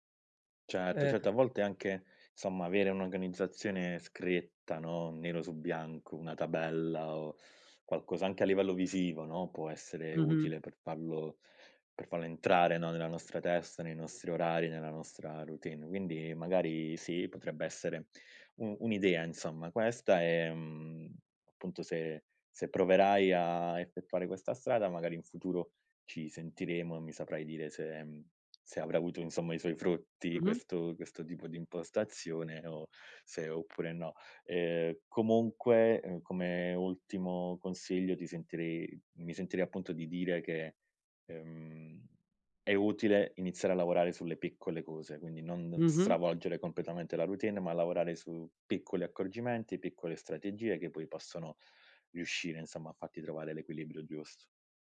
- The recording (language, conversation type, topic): Italian, advice, Come posso gestire un carico di lavoro eccessivo e troppe responsabilità senza sentirmi sopraffatto?
- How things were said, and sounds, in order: "insomma" said as "'nsomma"; "insomma" said as "'nsomma"; "insomma" said as "'nsomma"